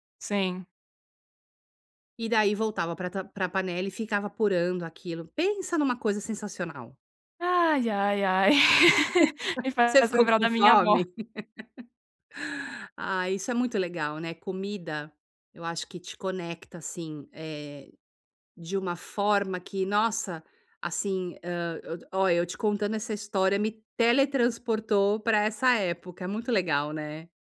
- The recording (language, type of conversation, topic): Portuguese, podcast, Como a comida da sua família te conecta às suas raízes?
- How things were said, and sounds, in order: chuckle; laugh